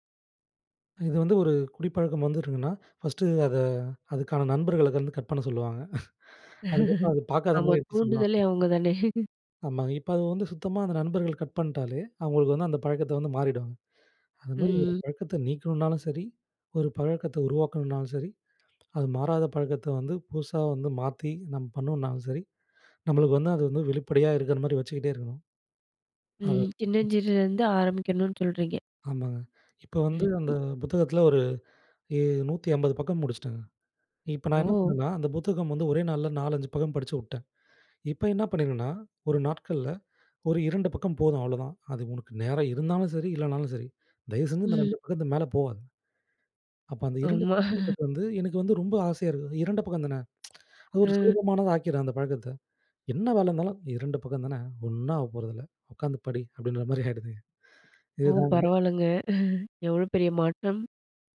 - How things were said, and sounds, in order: in English: "கட்"; laughing while speaking: "சொல்லுவாங்க. அதுக்கப்புறம் அது பாக்காத மாரி எடுத்து சொல்லுவாங்க"; laughing while speaking: "ஆமா. தூண்டுதலே அவுங்க தானே"; in English: "கட்"; inhale; other background noise; inhale; surprised: "ஓ!"; "விட்டேன்" said as "உட்டேன்"; inhale; laughing while speaking: "ஆமா"; tsk; laughing while speaking: "ஓ! பரவாயில்லங்க. எவ்வளோ பெரிய மாற்றம்!"
- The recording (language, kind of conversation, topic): Tamil, podcast, மாறாத பழக்கத்தை மாற்ற ஆசை வந்தா ஆரம்பம் எப்படி?